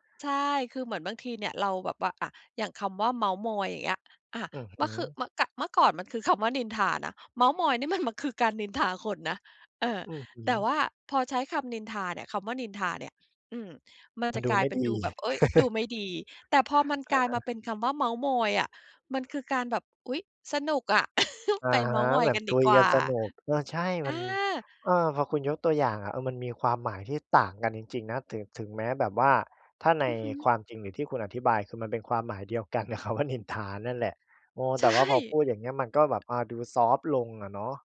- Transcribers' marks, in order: chuckle; other background noise; chuckle; laughing while speaking: "กับคำว่านินทา"
- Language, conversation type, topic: Thai, podcast, ภาษากับวัฒนธรรมของคุณเปลี่ยนไปอย่างไรในยุคสื่อสังคมออนไลน์?